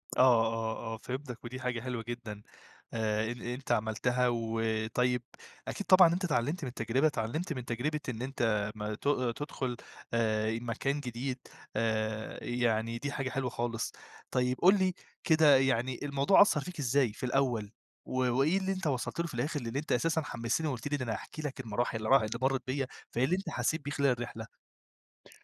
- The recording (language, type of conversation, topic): Arabic, podcast, احكيلي عن أول مرة حسّيت إنك بتنتمي لمجموعة؟
- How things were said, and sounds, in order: tapping